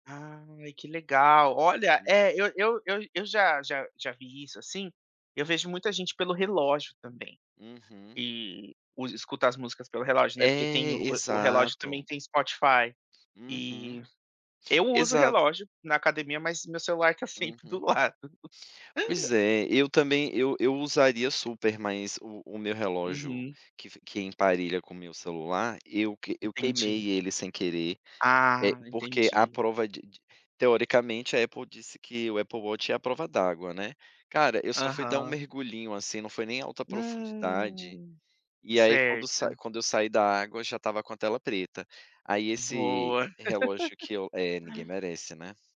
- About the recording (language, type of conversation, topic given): Portuguese, podcast, Como você cria uma rotina para realmente desligar o celular?
- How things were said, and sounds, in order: tapping; other background noise; laugh; laugh